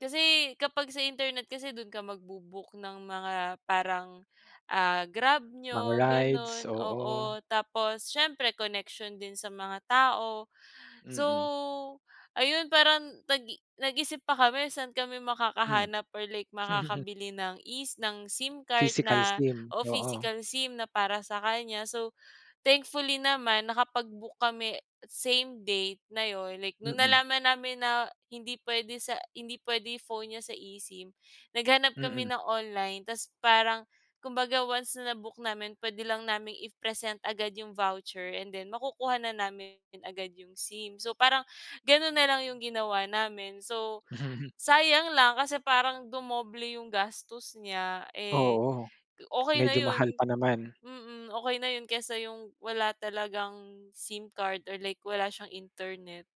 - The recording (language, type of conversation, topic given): Filipino, podcast, May naging aberya ka na ba sa biyahe na kinukuwento mo pa rin hanggang ngayon?
- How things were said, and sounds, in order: laugh; in English: "voucher"; chuckle; tapping